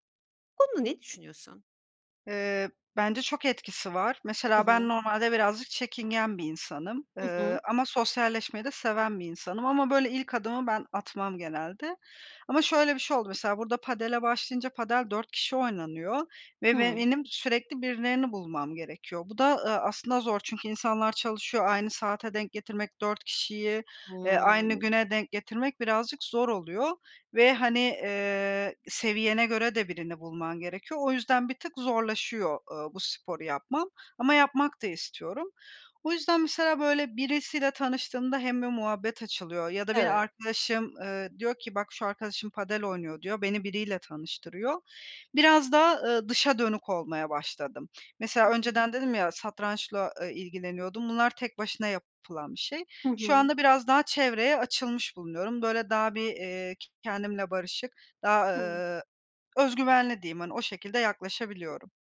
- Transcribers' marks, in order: other background noise; drawn out: "Hıı"; tapping
- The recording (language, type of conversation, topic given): Turkish, podcast, Hobiler stresle başa çıkmana nasıl yardımcı olur?